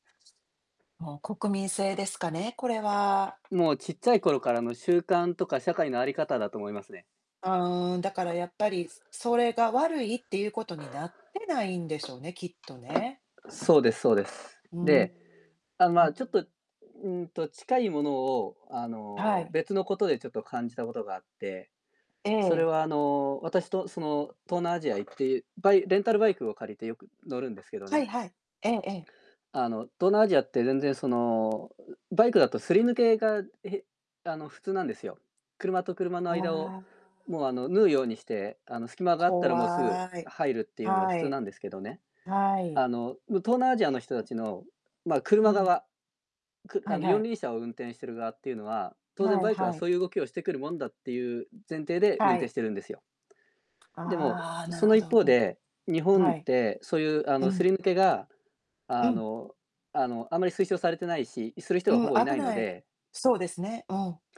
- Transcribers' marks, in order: unintelligible speech; other background noise; distorted speech
- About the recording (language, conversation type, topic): Japanese, unstructured, 文化に触れて驚いたことは何ですか？